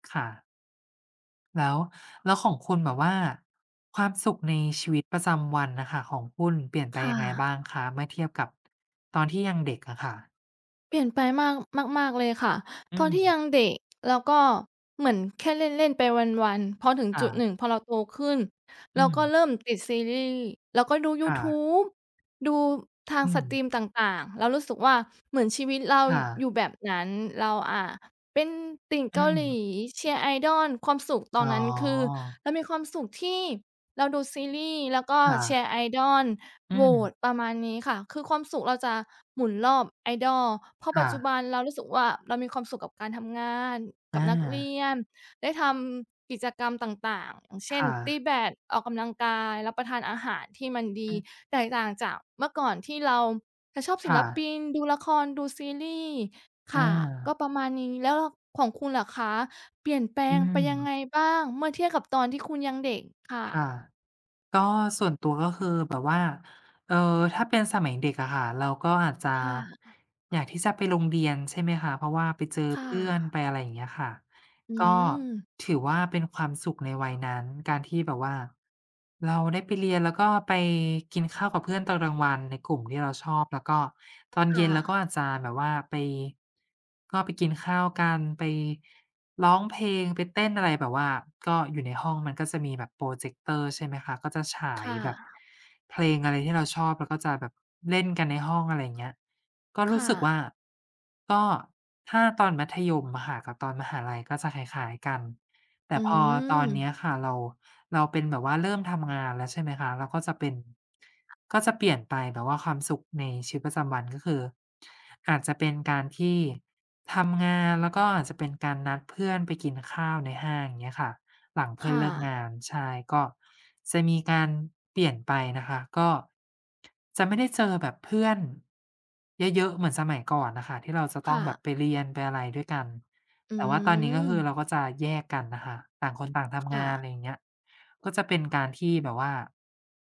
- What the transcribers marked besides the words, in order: none
- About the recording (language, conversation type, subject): Thai, unstructured, คุณมีวิธีอย่างไรในการรักษาความสุขในชีวิตประจำวัน?